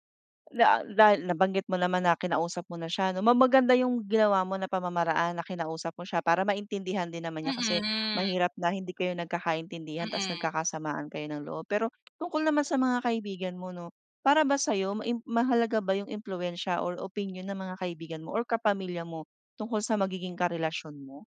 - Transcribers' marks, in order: drawn out: "Mm"; other background noise
- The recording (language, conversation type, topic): Filipino, podcast, Paano mo malalaman kung tama ang isang relasyon para sa’yo?